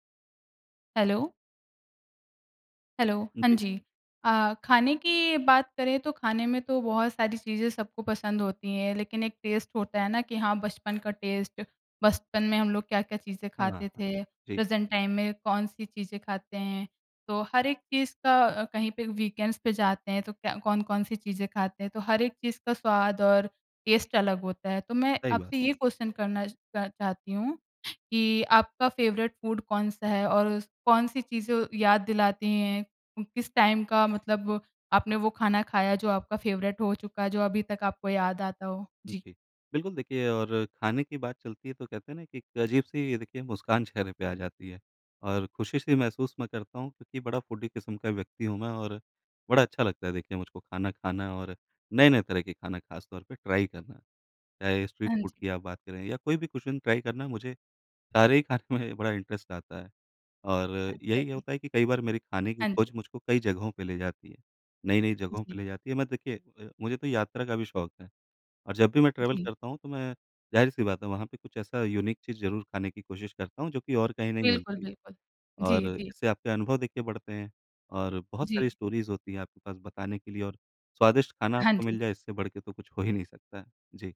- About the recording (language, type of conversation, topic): Hindi, podcast, आपकी सबसे यादगार स्वाद की खोज कौन सी रही?
- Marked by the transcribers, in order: in English: "टेस्ट"; tapping; in English: "टेस्ट"; in English: "प्रेज़ेंट टाइम"; in English: "वीकेंड्स"; in English: "टेस्ट"; in English: "क्वेश्चन"; in English: "फ़ेवरेट फूड"; in English: "टाइम"; in English: "फ़ेवरेट"; in English: "फ़ूडी"; in English: "ट्राई"; in English: "स्ट्रीट फूड"; in English: "कुज़ीन ट्राई"; in English: "इंटरेस्ट"; in English: "ट्रैवल"; in English: "यूनिक"; in English: "स्टोरीज़"